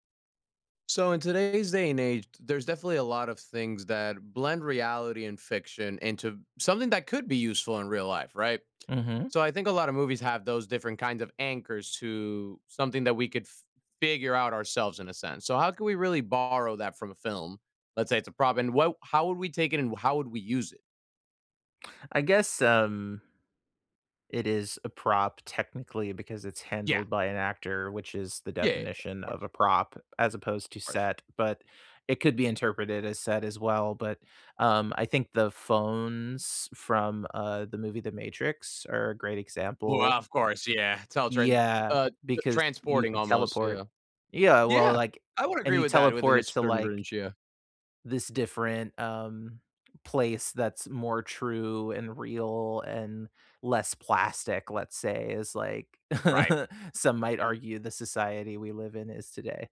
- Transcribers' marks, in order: tapping; chuckle
- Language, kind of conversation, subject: English, unstructured, What film prop should I borrow, and how would I use it?